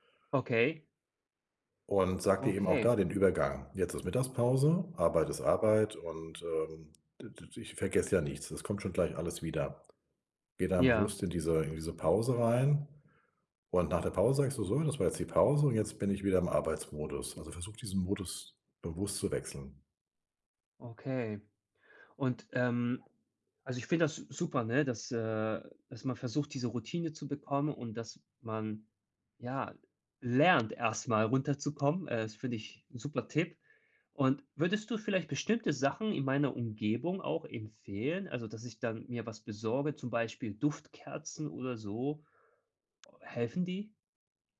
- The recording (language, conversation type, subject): German, advice, Wie kann ich zu Hause endlich richtig zur Ruhe kommen und entspannen?
- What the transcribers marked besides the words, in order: tapping